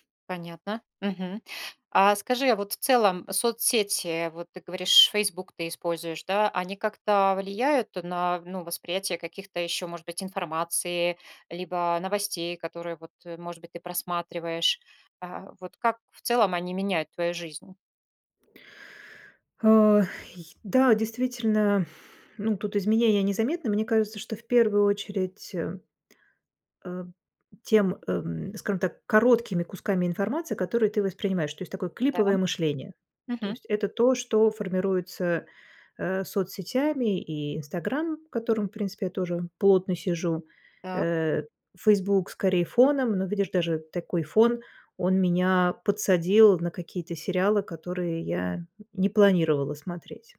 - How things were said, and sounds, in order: none
- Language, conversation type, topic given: Russian, podcast, Как соцсети меняют то, что мы смотрим и слушаем?